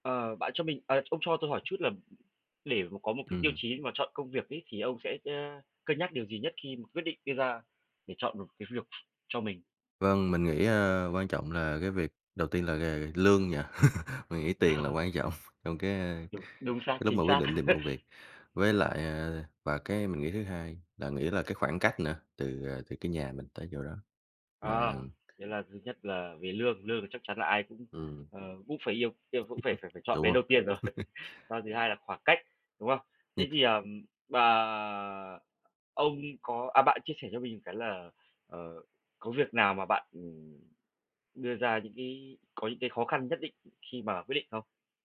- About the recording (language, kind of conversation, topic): Vietnamese, podcast, Bạn cân nhắc những yếu tố nào khi chọn một công việc?
- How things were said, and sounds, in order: other background noise; chuckle; laughing while speaking: "trọng"; laugh; tapping; chuckle; laugh; chuckle; unintelligible speech